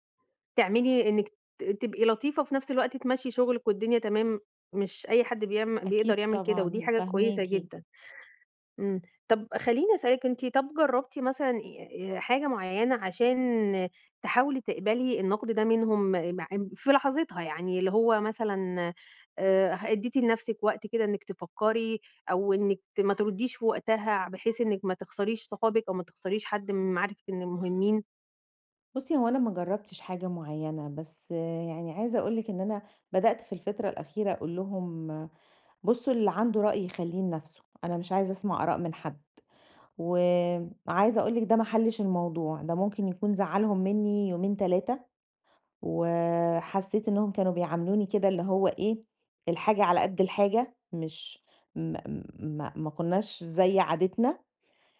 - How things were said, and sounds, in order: tapping; other background noise
- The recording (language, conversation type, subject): Arabic, advice, إمتى أقبل النقد وإمتى أدافع عن نفسي من غير ما أجرح علاقاتي؟